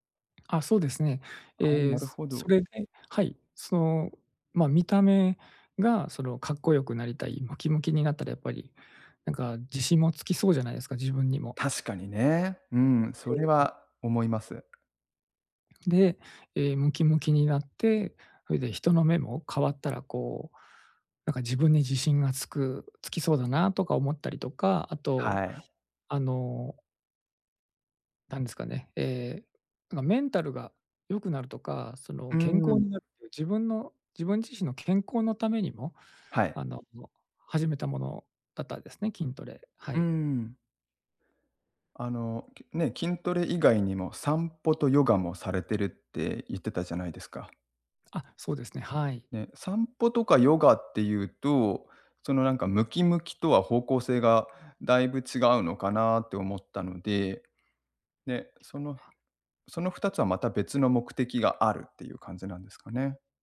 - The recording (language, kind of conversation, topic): Japanese, advice, 運動を続けられず気持ちが沈む
- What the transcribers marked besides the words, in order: tapping; other background noise